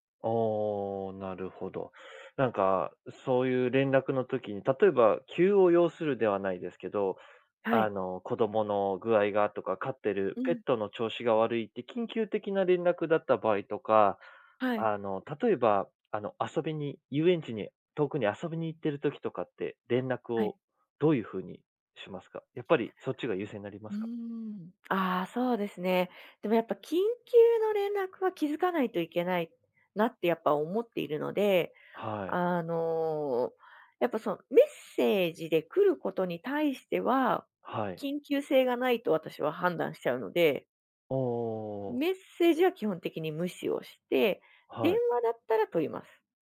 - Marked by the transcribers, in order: none
- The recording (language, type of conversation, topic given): Japanese, podcast, デジタル疲れと人間関係の折り合いを、どのようにつければよいですか？